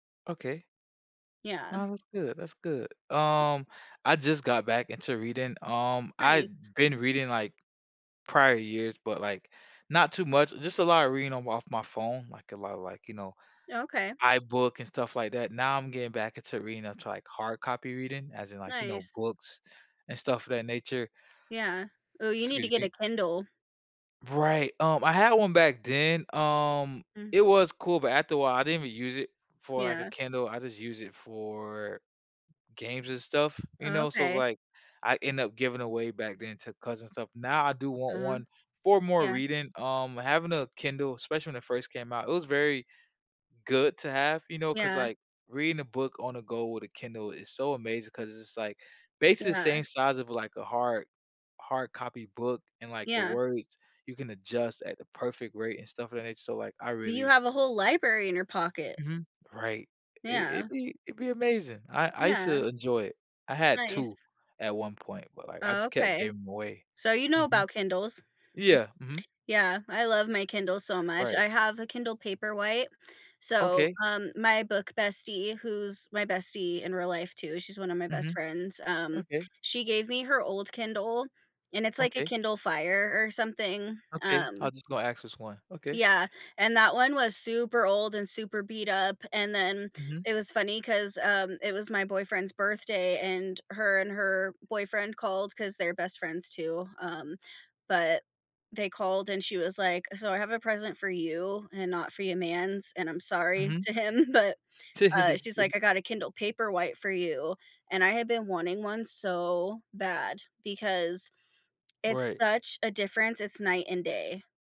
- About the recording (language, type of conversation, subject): English, unstructured, What would change if you switched places with your favorite book character?
- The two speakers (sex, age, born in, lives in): female, 30-34, United States, United States; male, 30-34, United States, United States
- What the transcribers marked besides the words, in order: other background noise; yawn; chuckle; giggle; laughing while speaking: "But"